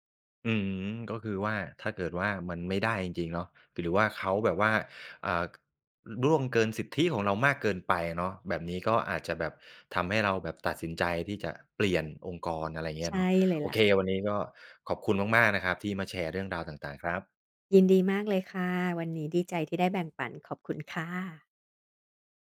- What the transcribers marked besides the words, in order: none
- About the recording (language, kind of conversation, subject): Thai, podcast, คิดอย่างไรกับการพักร้อนที่ไม่เช็กเมล?